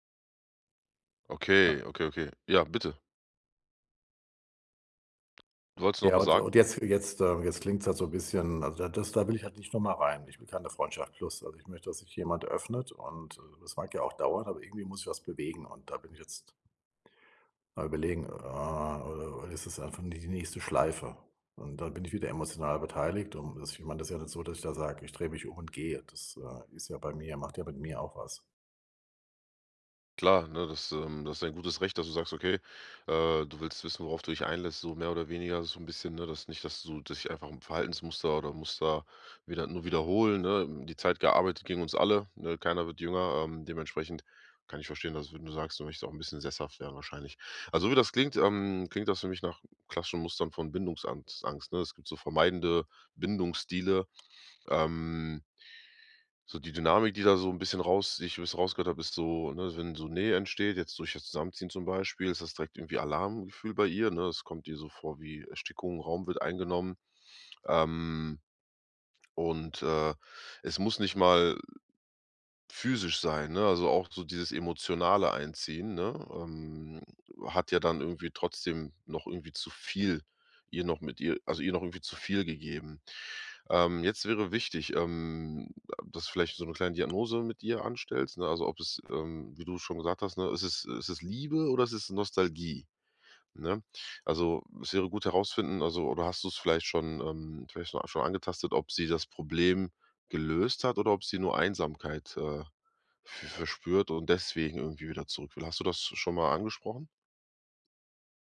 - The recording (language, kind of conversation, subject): German, advice, Bin ich emotional bereit für einen großen Neuanfang?
- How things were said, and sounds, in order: other background noise